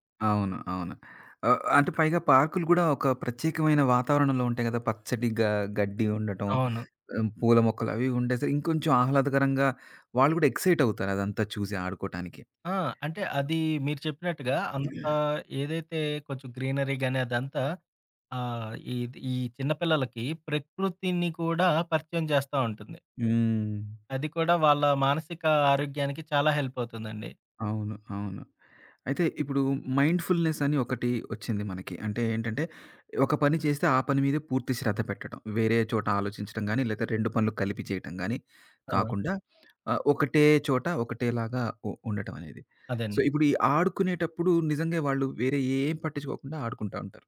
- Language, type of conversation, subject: Telugu, podcast, పార్కులో పిల్లలతో ఆడేందుకు సరిపోయే మైండ్‌ఫుల్ ఆటలు ఏవి?
- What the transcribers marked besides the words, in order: in English: "ఎక్సైట్"; other background noise; throat clearing; in English: "గ్రీనరీ"; in English: "సో"